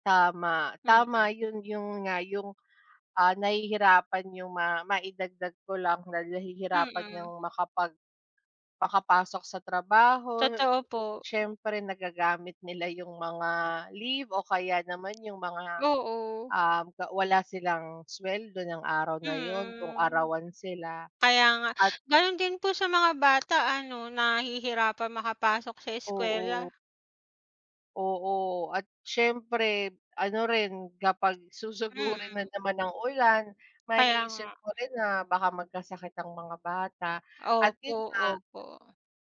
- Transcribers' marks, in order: tapping
- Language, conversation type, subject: Filipino, unstructured, Paano nagbabago ang inyong pamumuhay tuwing tag-ulan?